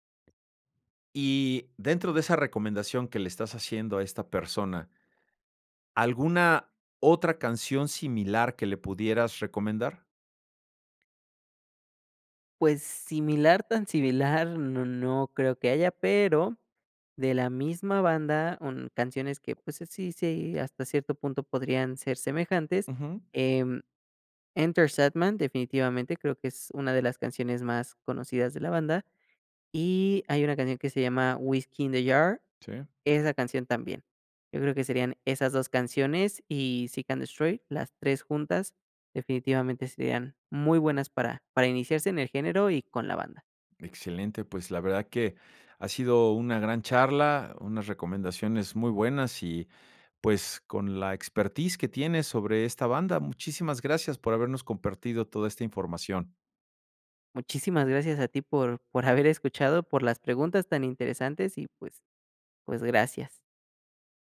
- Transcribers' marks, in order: none
- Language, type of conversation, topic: Spanish, podcast, ¿Cuál es tu canción favorita y por qué?